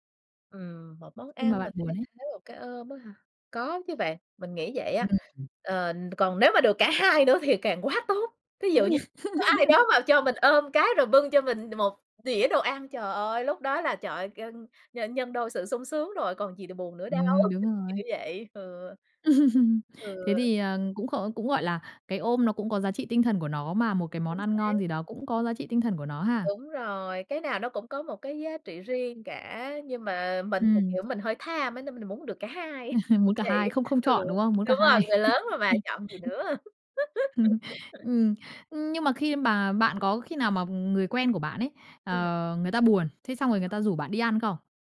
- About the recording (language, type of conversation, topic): Vietnamese, podcast, Khi buồn, bạn thường ăn món gì để an ủi?
- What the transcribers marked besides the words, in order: unintelligible speech; laugh; other background noise; unintelligible speech; laugh; tapping; laugh; laugh; chuckle; laugh